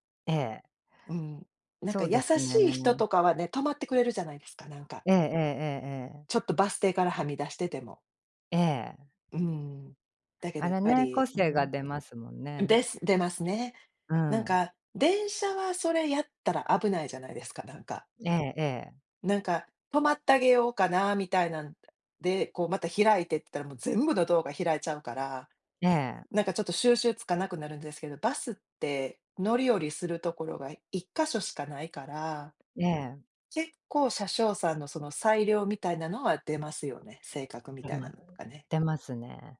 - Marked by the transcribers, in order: none
- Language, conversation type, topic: Japanese, unstructured, 電車とバスでは、どちらの移動手段がより便利ですか？